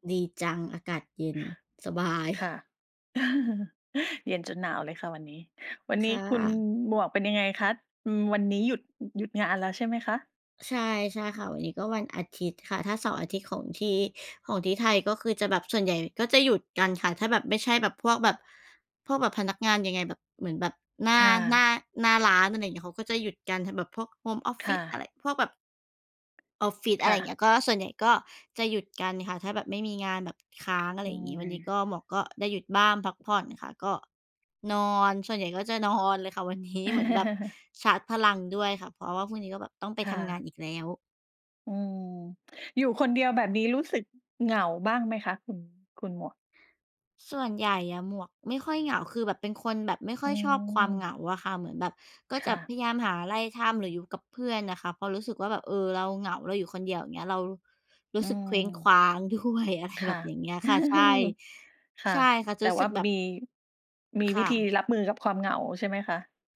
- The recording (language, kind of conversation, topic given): Thai, unstructured, คุณคิดว่าความเหงาส่งผลต่อสุขภาพจิตอย่างไร?
- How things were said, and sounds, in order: laughing while speaking: "สบาย"; chuckle; bird; laughing while speaking: "นี้"; chuckle; laughing while speaking: "ด้วย"; chuckle